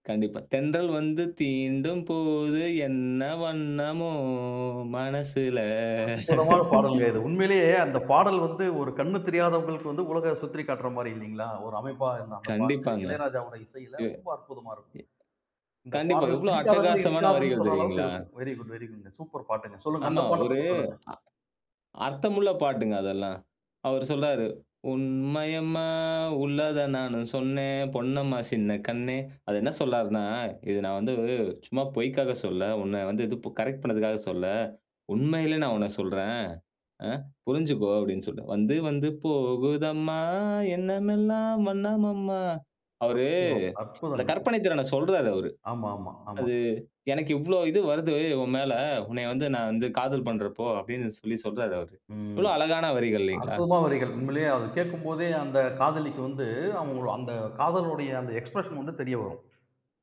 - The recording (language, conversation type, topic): Tamil, podcast, இசையில் உங்களுக்கு மிகவும் பிடித்த பாடல் எது?
- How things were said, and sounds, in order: singing: "தென்றல் வந்து தீண்டும் போது என்ன வண்ணமோ மனசுல"; other background noise; laugh; tapping; in English: "வெரி குட், வெரி குட்"; singing: "உண்மையம்மா உள்ளத நானு சொன்னேன். பொன்னம்மா சின்னக் கண்ணே"; "சொல்றாருன்னா" said as "சொல்லார்னா"; singing: "வந்து வந்து போகுதம்மா என்னமெல்லாம் வண்ணமம்மா"; tsk; in English: "எக்ஸ்ப்ரெஷன்"; other noise